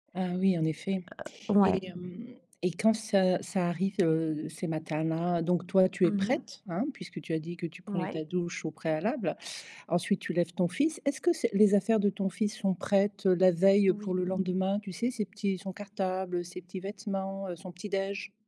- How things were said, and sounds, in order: other background noise
- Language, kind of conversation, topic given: French, advice, Comment puis-je instaurer une routine matinale stable ?